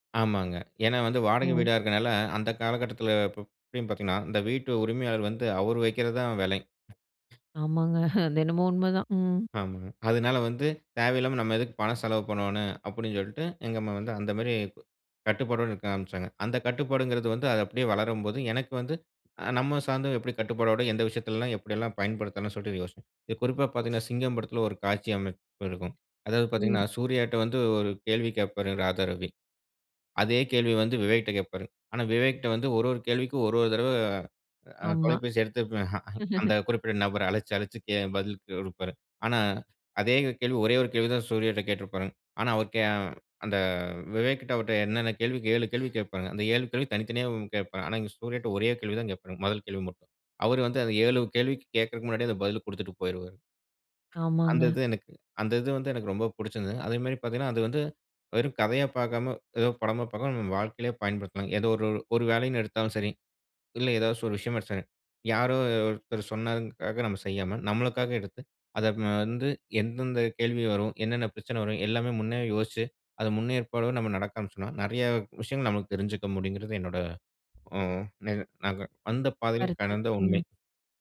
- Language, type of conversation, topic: Tamil, podcast, புதுமையான கதைகளை உருவாக்கத் தொடங்குவது எப்படி?
- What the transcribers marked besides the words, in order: other background noise; chuckle; chuckle; "எடுத்தாலும்" said as "எடுத்ஸ"